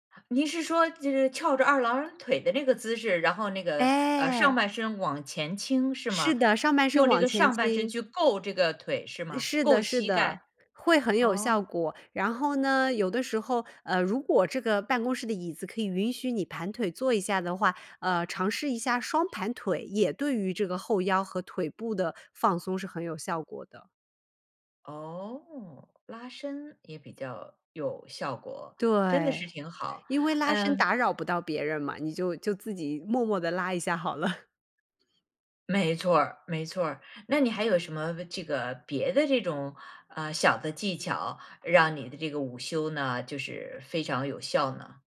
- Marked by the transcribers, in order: laughing while speaking: "了"; chuckle
- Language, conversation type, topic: Chinese, podcast, 午休时你通常怎么安排才觉得有效？